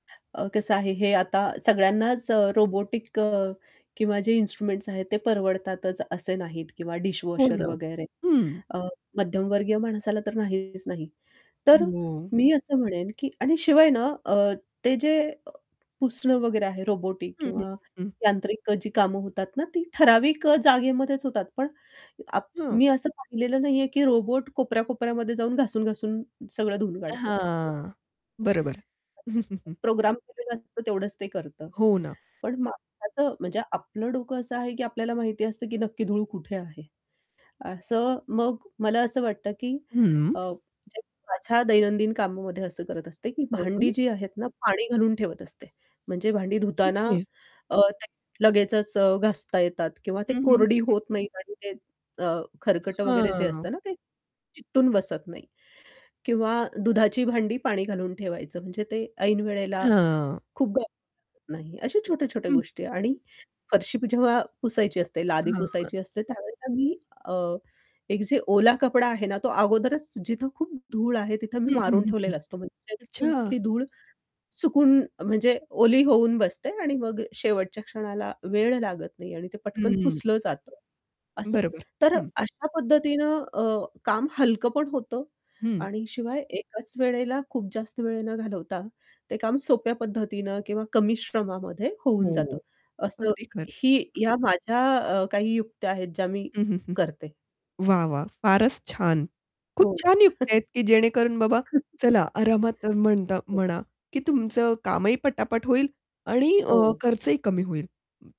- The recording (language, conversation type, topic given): Marathi, podcast, वेळ वाचवण्यासाठी कोणत्या घरगुती युक्त्या उपयोगी पडतात?
- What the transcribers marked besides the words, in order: static; tapping; in English: "रोबोटिक"; distorted speech; in English: "रोबोटिक"; other background noise; unintelligible speech; chuckle